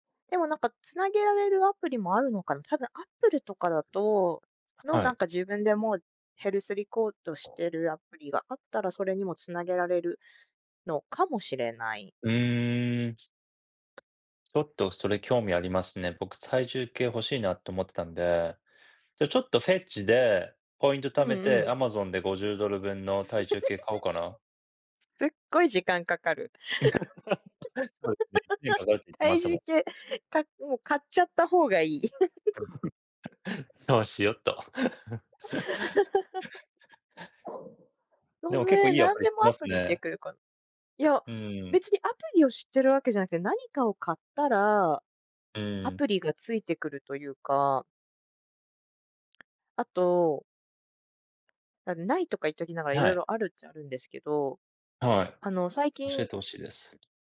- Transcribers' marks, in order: other background noise; tapping; chuckle; chuckle; unintelligible speech; chuckle; other street noise; chuckle; chuckle
- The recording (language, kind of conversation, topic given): Japanese, unstructured, 最近使い始めて便利だと感じたアプリはありますか？